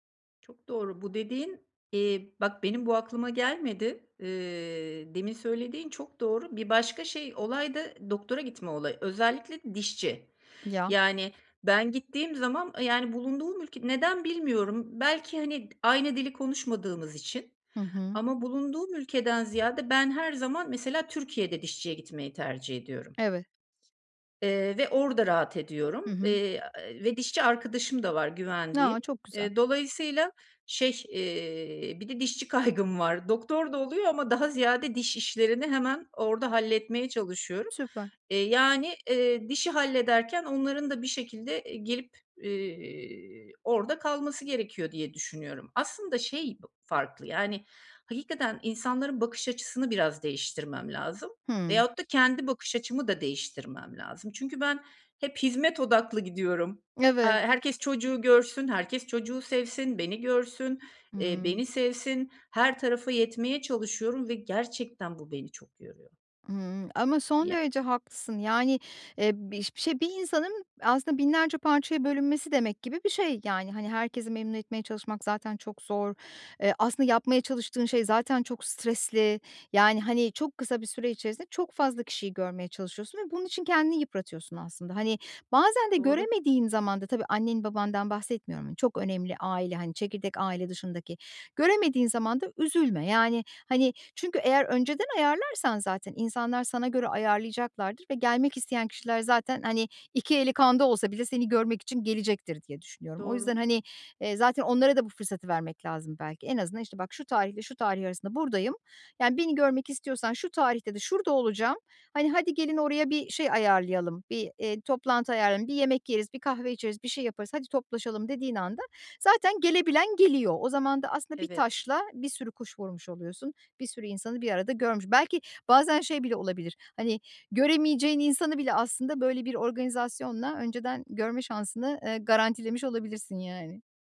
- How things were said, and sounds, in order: other background noise; tapping; laughing while speaking: "kaygım"
- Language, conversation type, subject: Turkish, advice, Tatillerde farklı beklentiler yüzünden yaşanan çatışmaları nasıl çözebiliriz?